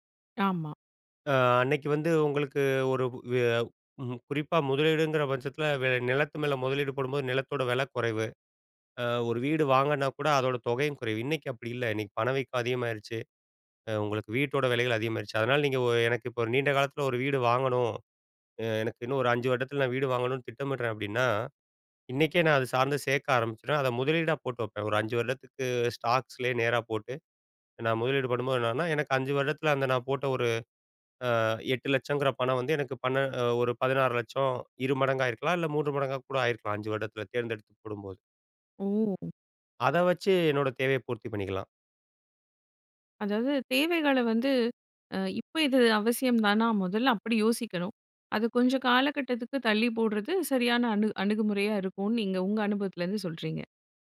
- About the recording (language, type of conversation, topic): Tamil, podcast, பணத்தை இன்றே செலவிடலாமா, சேமிக்கலாமா என்று நீங்கள் எப்படி முடிவு செய்கிறீர்கள்?
- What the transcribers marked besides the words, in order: drawn out: "அ"; "வாங்கனும்னா" said as "வாங்கனா"; in English: "ஸ்டாக்ஸ்லயே"; "வருடத்தில்" said as "வருடத்துல"